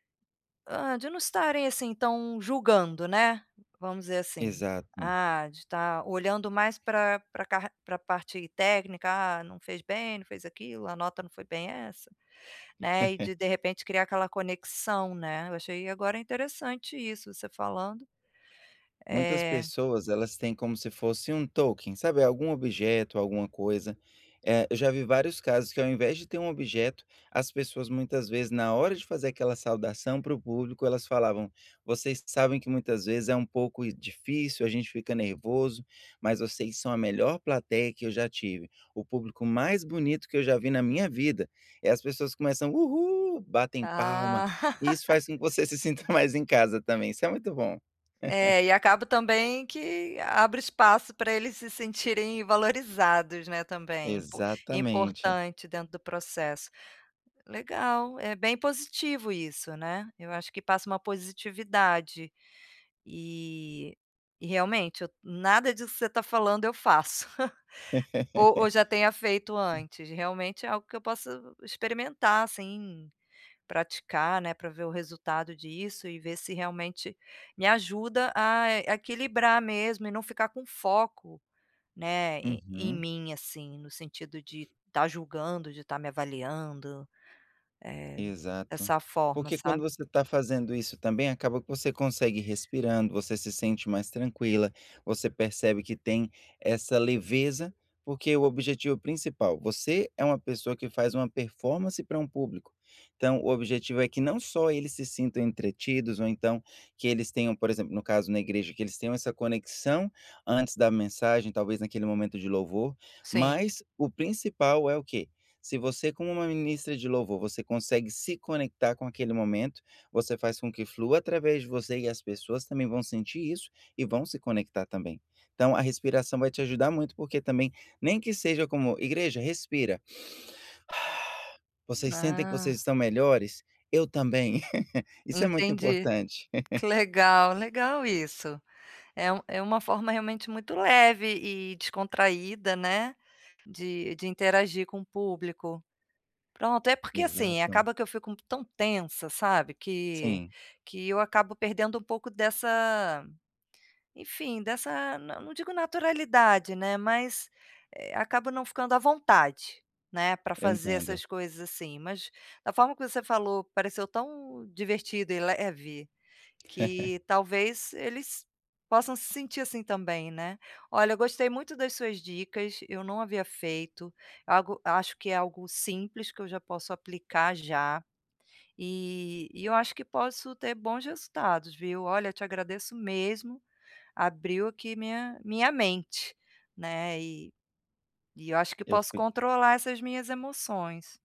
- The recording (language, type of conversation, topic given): Portuguese, advice, Quais técnicas de respiração posso usar para autorregular minhas emoções no dia a dia?
- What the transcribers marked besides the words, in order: giggle; in English: "token"; laugh; giggle; chuckle; laugh; breath; giggle; other background noise; giggle